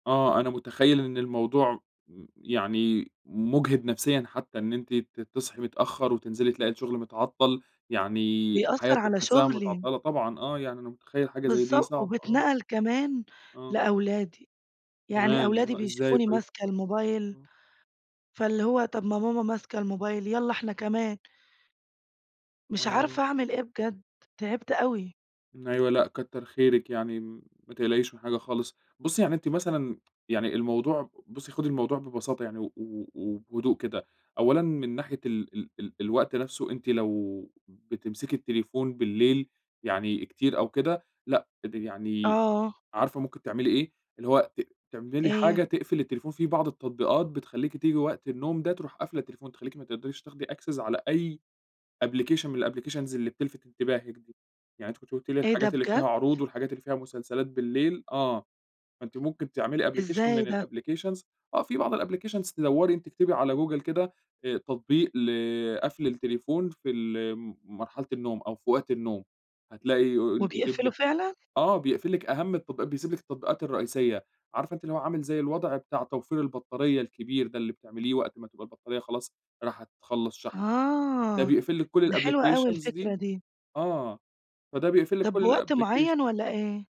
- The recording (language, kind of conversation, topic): Arabic, advice, إزاي أتعامل مع تشتّتي المتكرر بسبب الموبايل والإشعارات وأنا في الشغل؟
- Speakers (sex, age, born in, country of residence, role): female, 20-24, Egypt, Greece, user; male, 25-29, Egypt, Egypt, advisor
- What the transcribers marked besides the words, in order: tapping; in English: "access"; in English: "application"; in English: "الApplications"; in English: "application"; in English: "الapplications"; in English: "الapplications"; in English: "الapplications"; in English: "الapplication"